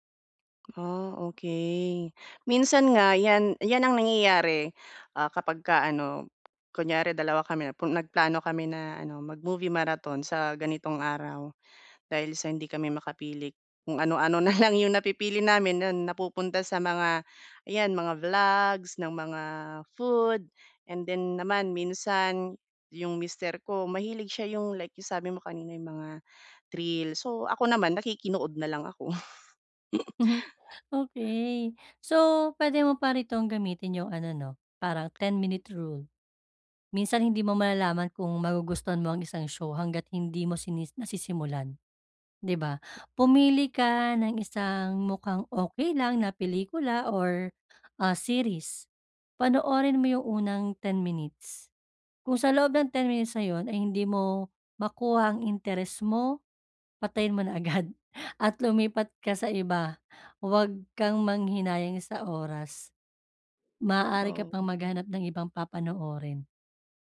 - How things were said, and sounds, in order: laughing while speaking: "na lang"; breath; laugh; laughing while speaking: "agad"
- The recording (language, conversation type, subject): Filipino, advice, Paano ako pipili ng palabas kapag napakarami ng pagpipilian?